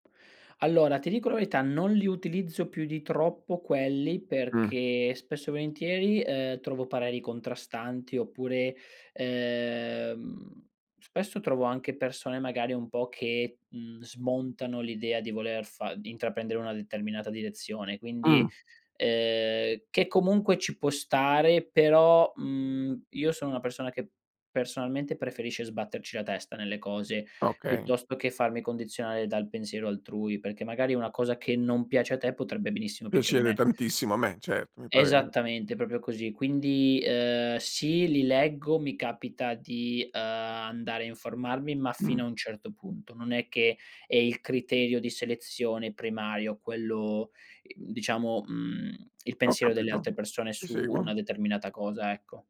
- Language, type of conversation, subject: Italian, podcast, Come scegli le risorse quando vuoi imparare qualcosa di nuovo?
- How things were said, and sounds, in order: "proprio" said as "propio"